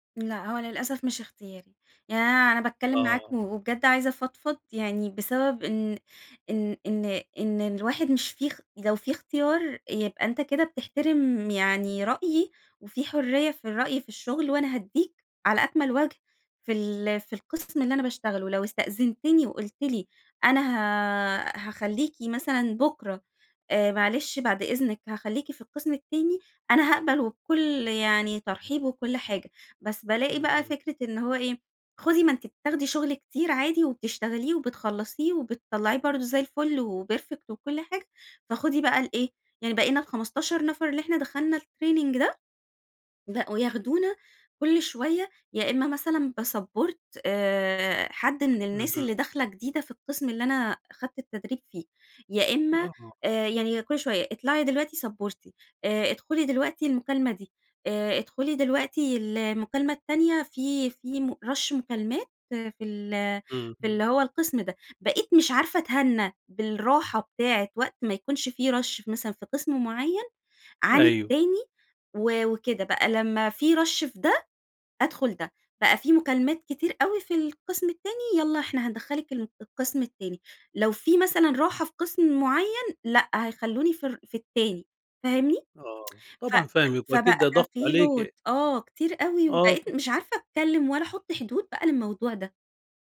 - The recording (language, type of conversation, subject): Arabic, advice, إزاي أحط حدود لما يحمّلوني شغل زيادة برا نطاق شغلي؟
- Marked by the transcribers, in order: in English: "perfect"; in English: "الtraining"; in English: "باsupport"; in English: "سَبّورتي"; in English: "rush"; in English: "rush"; in English: "rush"; other background noise; tsk; in English: "load"; tapping